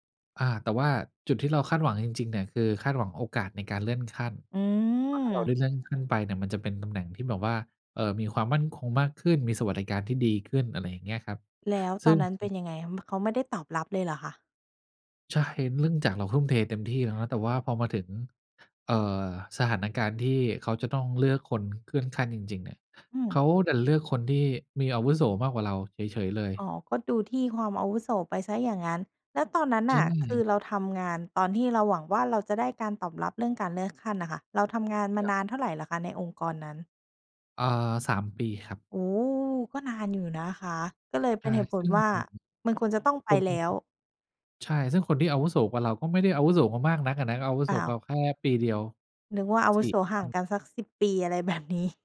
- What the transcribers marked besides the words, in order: tapping; laughing while speaking: "แบบ"
- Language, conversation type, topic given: Thai, podcast, ถ้าคิดจะเปลี่ยนงาน ควรเริ่มจากตรงไหนดี?